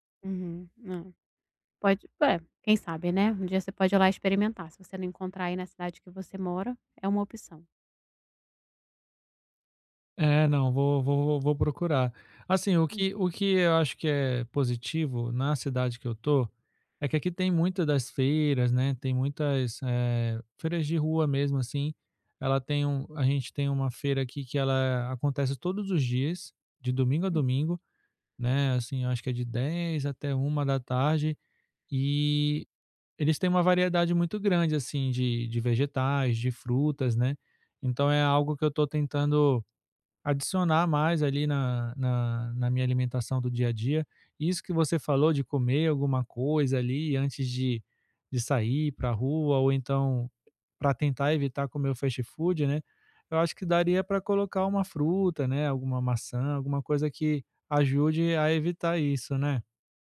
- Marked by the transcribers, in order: tapping; in English: "fast-food"
- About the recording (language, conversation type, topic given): Portuguese, advice, Como posso reduzir o consumo diário de alimentos ultraprocessados na minha dieta?